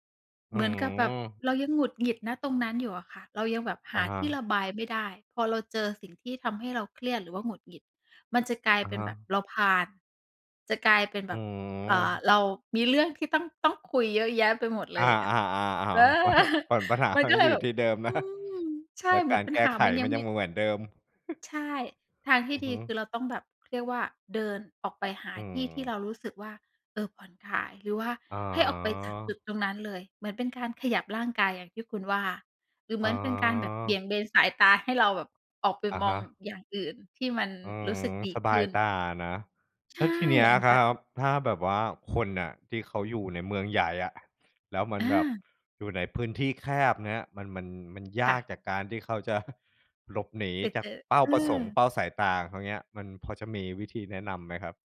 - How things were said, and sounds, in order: chuckle; laughing while speaking: "เออ"; chuckle; other background noise
- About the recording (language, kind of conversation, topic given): Thai, podcast, การออกไปเดินกลางแจ้งช่วยลดความเครียดได้อย่างไร?